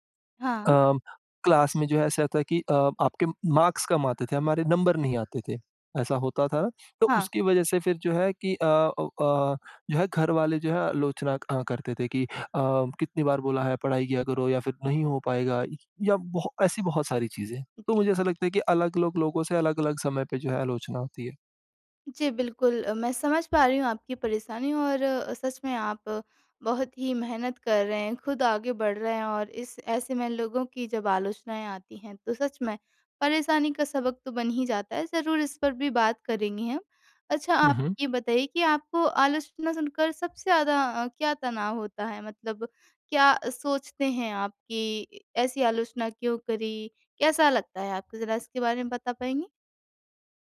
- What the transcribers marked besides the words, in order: in English: "क्लास"; in English: "मार्क्स"
- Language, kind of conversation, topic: Hindi, advice, विकास के लिए आलोचना स्वीकार करने में मुझे कठिनाई क्यों हो रही है और मैं क्या करूँ?